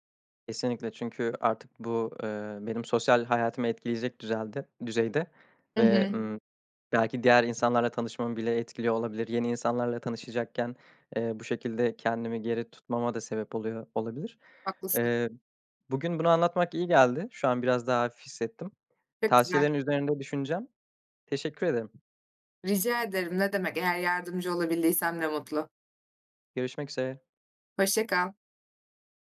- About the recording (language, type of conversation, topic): Turkish, advice, Sosyal medyada gerçek benliğinizi neden saklıyorsunuz?
- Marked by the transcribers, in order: other background noise